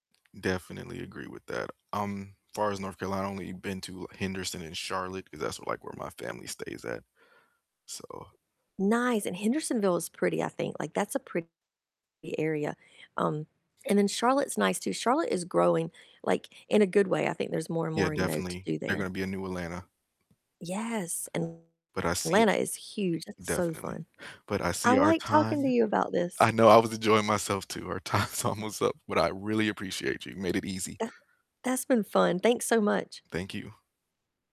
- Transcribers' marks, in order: tapping; static; other background noise; distorted speech; laughing while speaking: "time's"
- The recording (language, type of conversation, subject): English, unstructured, How do you introduce out-of-town friends to the most authentic local flavors and spots in your area?
- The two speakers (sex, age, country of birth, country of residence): female, 50-54, United States, United States; male, 30-34, United States, United States